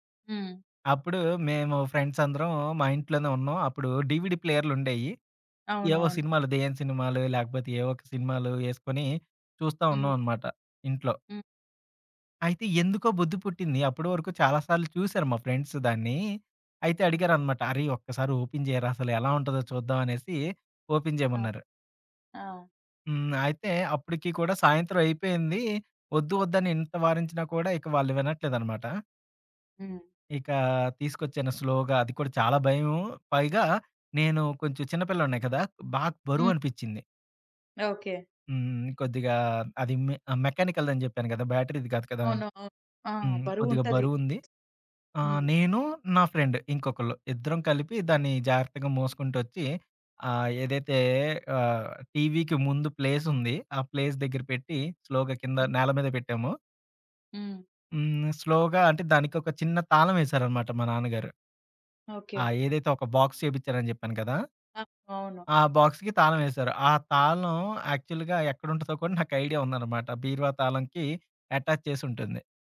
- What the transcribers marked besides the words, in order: in English: "ఫ్రెండ్స్"; in English: "డీవీడీ"; other background noise; in English: "ఫ్రెండ్స్"; in English: "ఓపెన్"; in English: "ఓపెన్"; in English: "స్లోగా"; in English: "మె మెకానికల్"; in English: "బ్యాటరీది"; in English: "ఫ్రెండ్"; in English: "ప్లేస్"; in English: "స్లోగా"; in English: "స్లోగా"; in English: "బాక్స్"; in English: "బాక్స్‌కి"; in English: "యాక్చువల్‌గా"; in English: "ఐడియా"; in English: "అటాచ్"
- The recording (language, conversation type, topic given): Telugu, podcast, ఇంట్లో మీకు అత్యంత విలువైన వస్తువు ఏది, ఎందుకు?